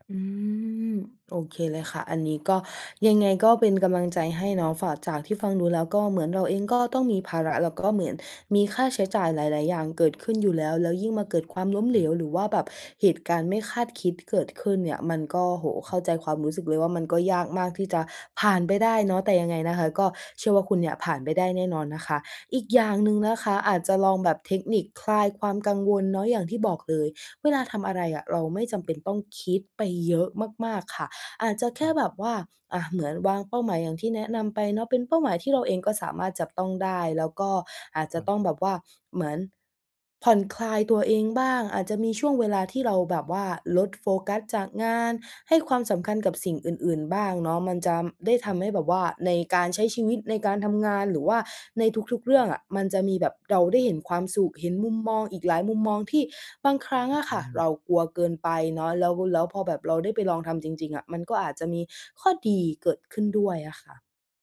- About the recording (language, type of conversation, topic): Thai, advice, ฉันจะเริ่มก้าวข้ามความกลัวความล้มเหลวและเดินหน้าต่อได้อย่างไร?
- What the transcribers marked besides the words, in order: "เหมือน" said as "เหมียน"; sniff; other background noise